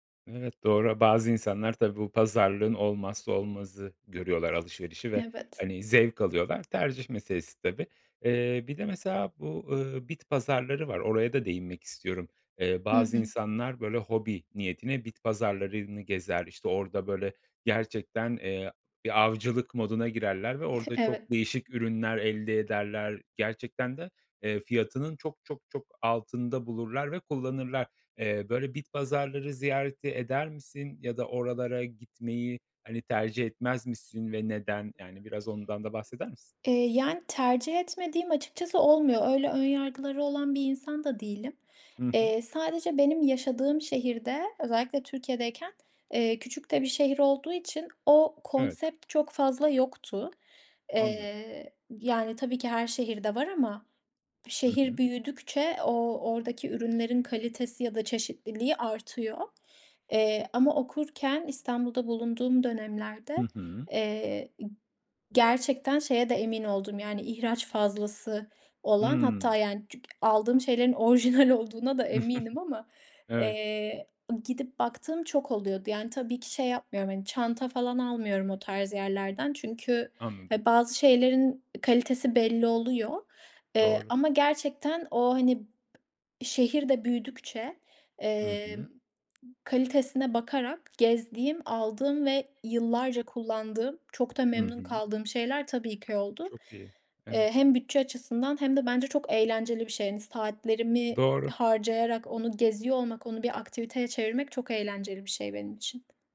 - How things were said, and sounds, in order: chuckle; background speech; laughing while speaking: "orjinal"; chuckle
- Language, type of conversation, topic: Turkish, podcast, İkinci el alışveriş hakkında ne düşünüyorsun?